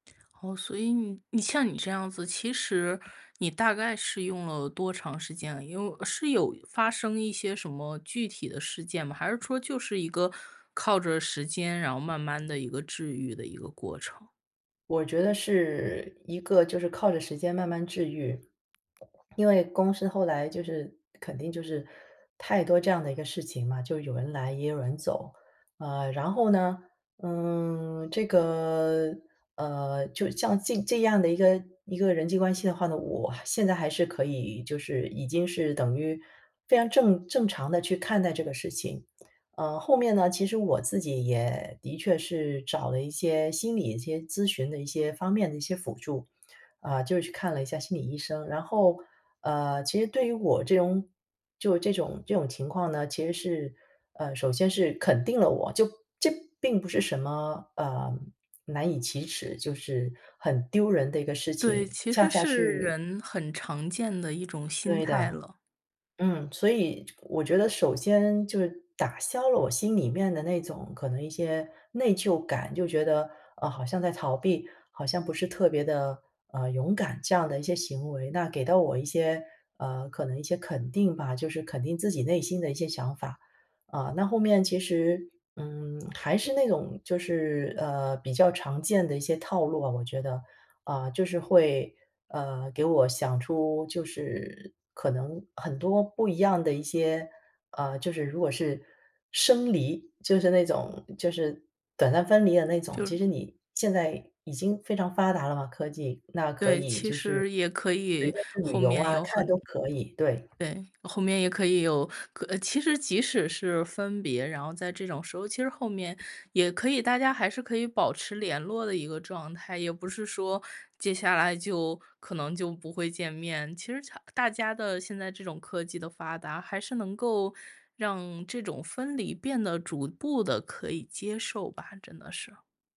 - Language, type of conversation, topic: Chinese, podcast, 你觉得逃避有时候算是一种自我保护吗？
- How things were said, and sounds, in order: other background noise; swallow; tapping